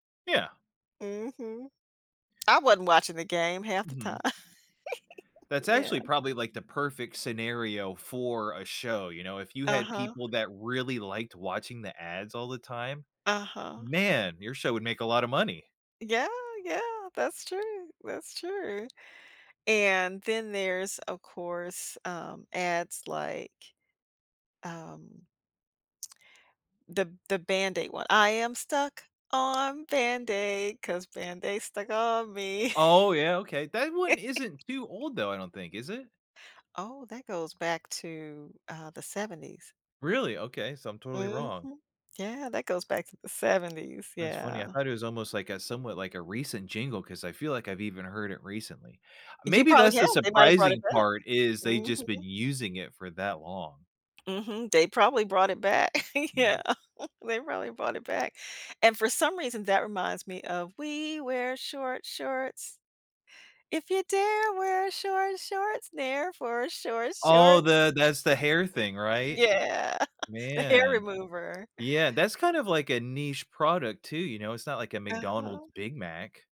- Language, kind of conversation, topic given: English, unstructured, How should I feel about a song after it's used in media?
- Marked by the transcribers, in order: other background noise; giggle; stressed: "Man"; tapping; singing: "I am stuck on Band-Aid 'cause Band-Aid's stuck on me"; laugh; unintelligible speech; laughing while speaking: "Yeah"; singing: "We wear short shorts. If … for short short"; chuckle